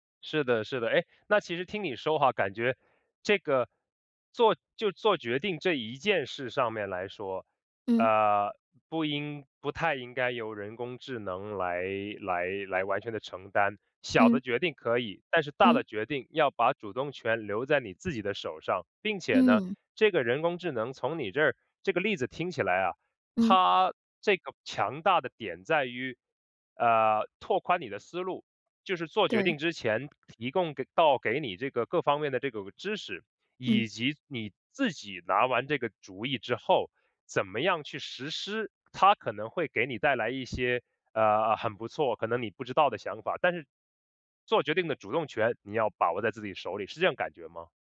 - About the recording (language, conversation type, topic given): Chinese, podcast, 你怎么看人工智能帮我们做决定这件事？
- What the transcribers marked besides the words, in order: other background noise